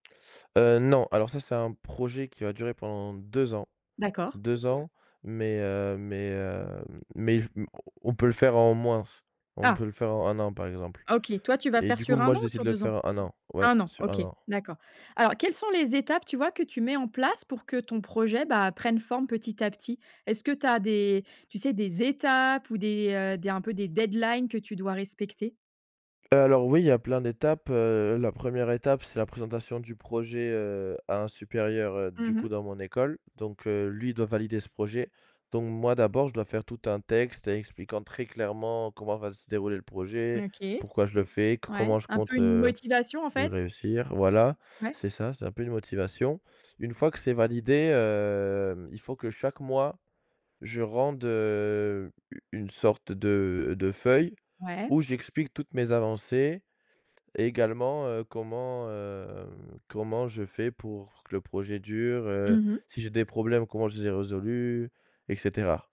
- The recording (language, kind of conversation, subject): French, podcast, Comment trouves-tu l’équilibre entre créer et partager ?
- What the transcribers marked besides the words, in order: put-on voice: "deadlines"